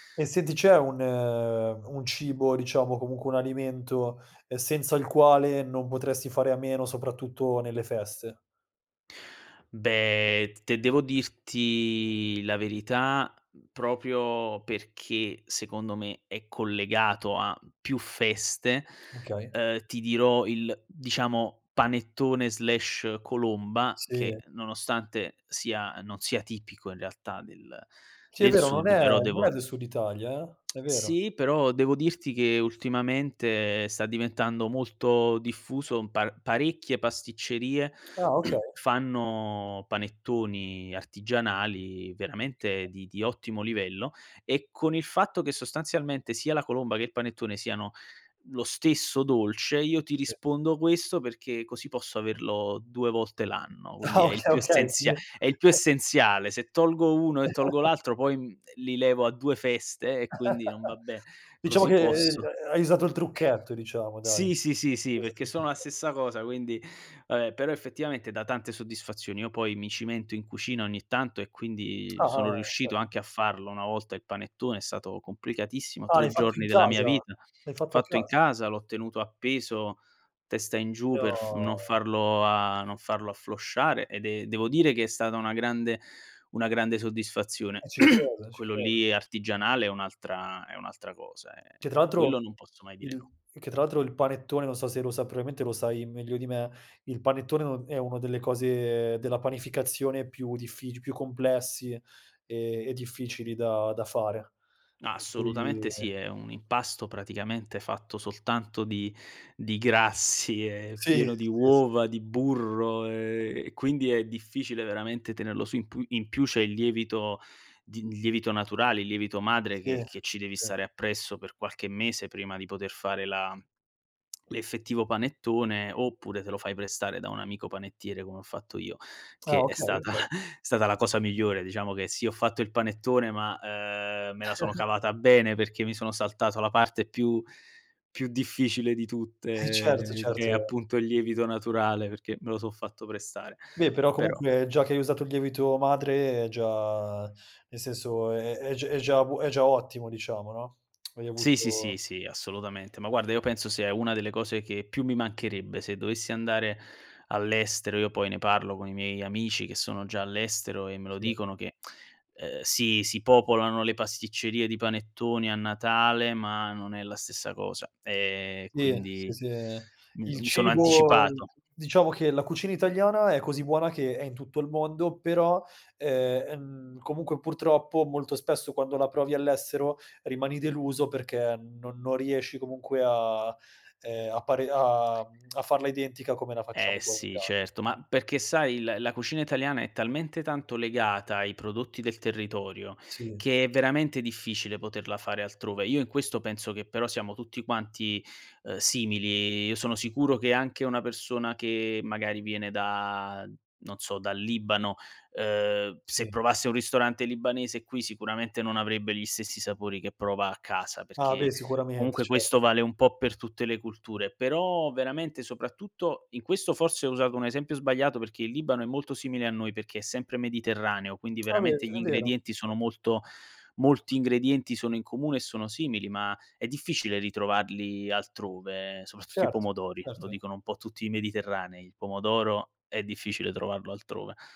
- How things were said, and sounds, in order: tapping; "proprio" said as "propio"; lip smack; throat clearing; laughing while speaking: "Ah okay, okay"; unintelligible speech; chuckle; chuckle; other noise; "perché" said as "pecchè"; throat clearing; lip smack; laughing while speaking: "stata"; chuckle; other background noise; lip smack; lip smack; unintelligible speech; "soprattutto" said as "sopatutt"
- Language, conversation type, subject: Italian, podcast, Qual è il ruolo delle feste nel legame col cibo?